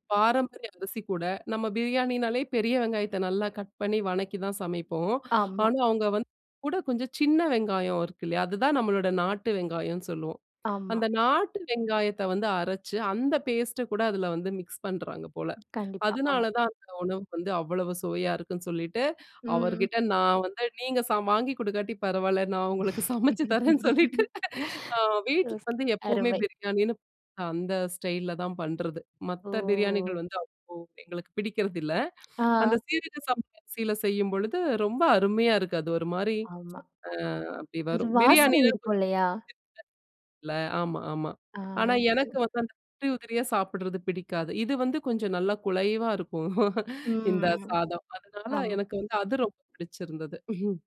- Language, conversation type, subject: Tamil, podcast, பாரம்பரிய உணவின் மூலம் நீங்கள் உங்கள் அடையாளத்தை எப்படிப் வெளிப்படுத்துகிறீர்கள்?
- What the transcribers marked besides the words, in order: unintelligible speech; other noise; laugh; unintelligible speech; laughing while speaking: "சமைச்சு தரேன்னு சொல்லிட்டு"; drawn out: "ஓ!"; lip smack; unintelligible speech; unintelligible speech; laughing while speaking: "குலைவா இருக்கும்"; chuckle